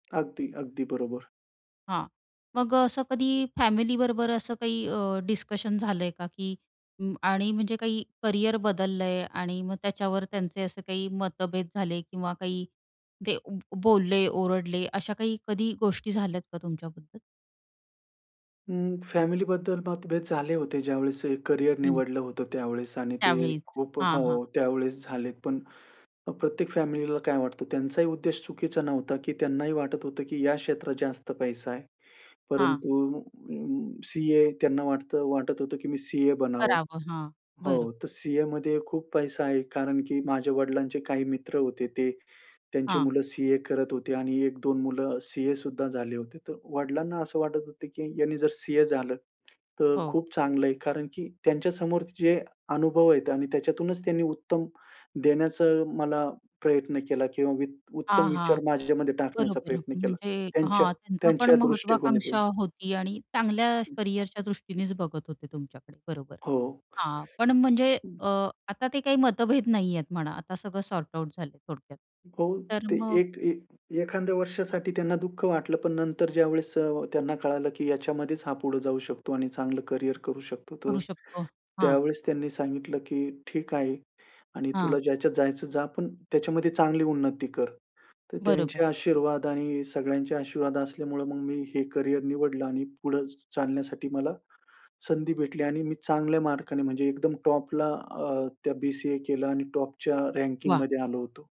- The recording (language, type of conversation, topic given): Marathi, podcast, तरुणांना करिअर बदलाबाबत आपण काय सल्ला द्याल?
- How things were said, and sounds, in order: tapping; in English: "टॉपला"; in English: "टॉपच्या"